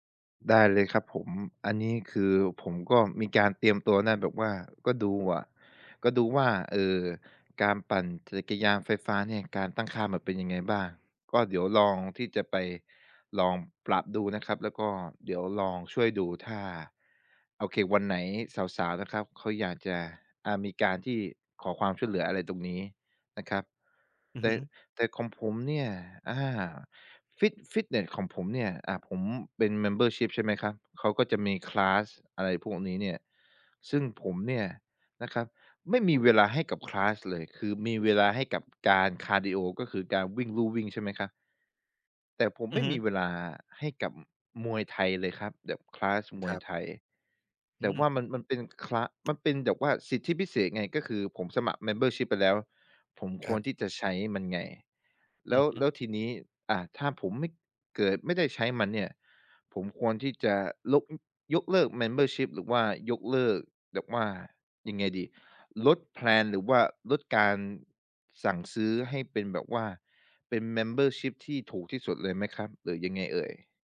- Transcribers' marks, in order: in English: "Membership"; in English: "คลาส"; in English: "คลาส"; in English: "คลาส"; other background noise; in English: "Membership"; in English: "Membership"; in English: "แพลน"; in English: "Membership"
- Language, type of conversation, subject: Thai, advice, เมื่อฉันยุ่งมากจนไม่มีเวลาไปฟิตเนส ควรจัดสรรเวลาออกกำลังกายอย่างไร?